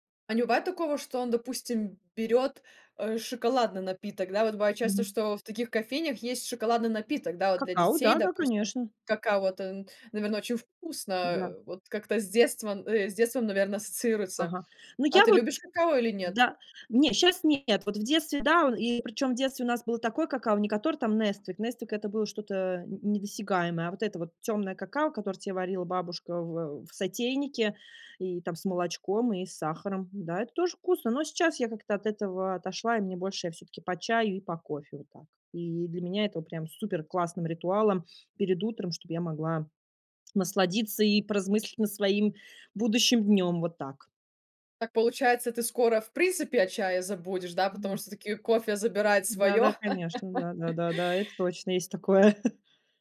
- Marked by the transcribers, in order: laugh; laughing while speaking: "есть такое"; chuckle
- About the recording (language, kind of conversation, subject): Russian, podcast, Какой у вас утренний ритуал за чашкой кофе или чая?
- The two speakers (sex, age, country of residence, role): female, 20-24, France, host; female, 35-39, Hungary, guest